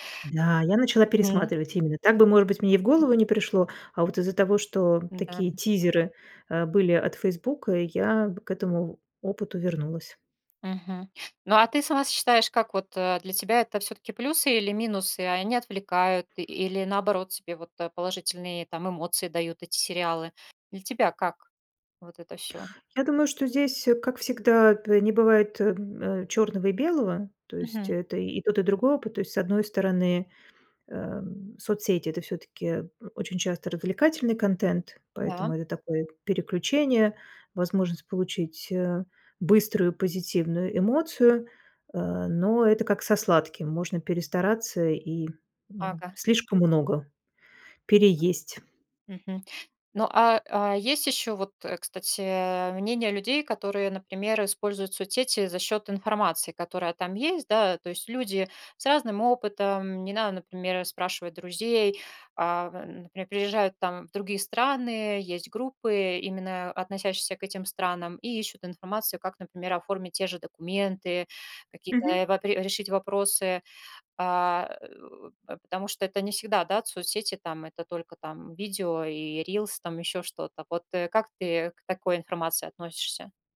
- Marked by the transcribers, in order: other noise; other background noise
- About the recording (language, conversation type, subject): Russian, podcast, Как соцсети меняют то, что мы смотрим и слушаем?